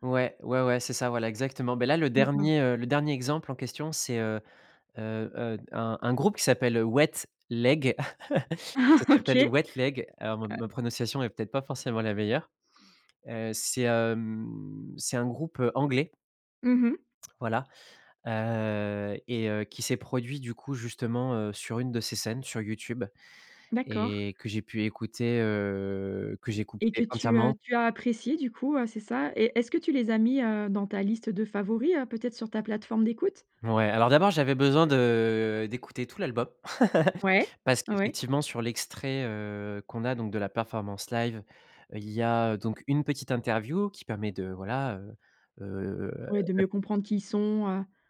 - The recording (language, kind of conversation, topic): French, podcast, Comment trouvez-vous de nouvelles musiques en ce moment ?
- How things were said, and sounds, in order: chuckle; laughing while speaking: "OK"; drawn out: "heu"; "j'écoutais" said as "j'écouptais"; chuckle